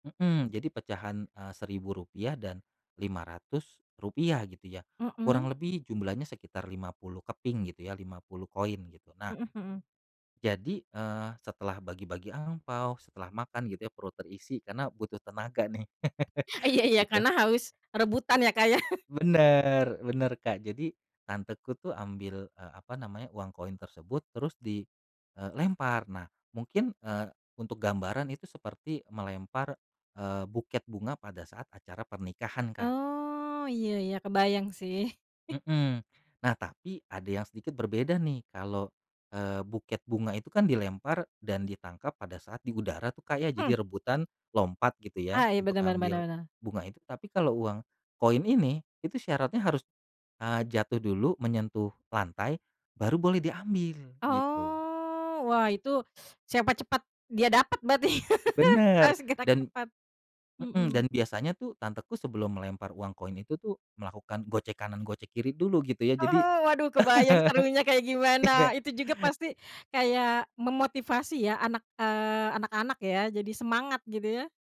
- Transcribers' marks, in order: tapping; chuckle; chuckle; chuckle; drawn out: "Oh"; sniff; chuckle; other background noise; chuckle; laughing while speaking: "iya"
- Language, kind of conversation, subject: Indonesian, podcast, Apa tradisi keluarga yang paling berkesan bagi kamu, dan bisa kamu ceritakan seperti apa tradisi itu?